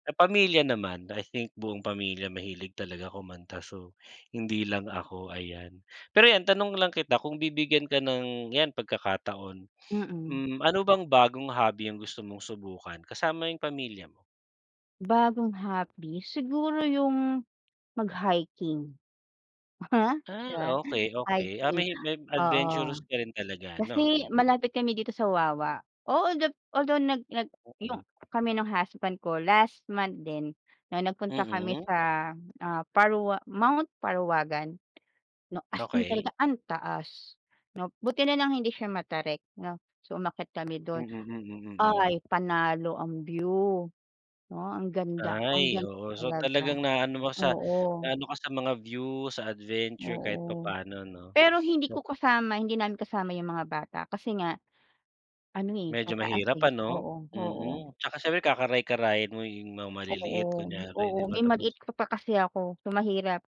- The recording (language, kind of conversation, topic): Filipino, unstructured, Ano ang paborito mong libangan na gawin kasama ang pamilya?
- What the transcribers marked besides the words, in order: chuckle; unintelligible speech; tapping; sniff